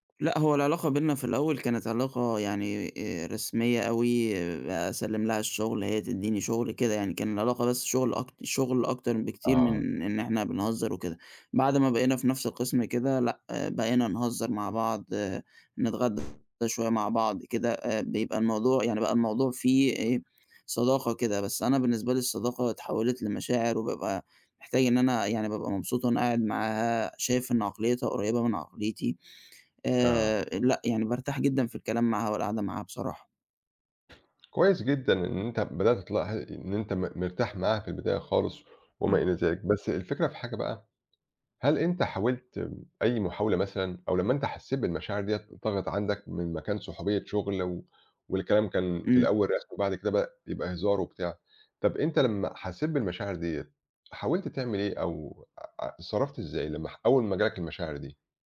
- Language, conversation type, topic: Arabic, advice, إزاي أقدر أتغلب على ترددي إني أشارك مشاعري بجد مع شريكي العاطفي؟
- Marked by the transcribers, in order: other background noise; other noise; tapping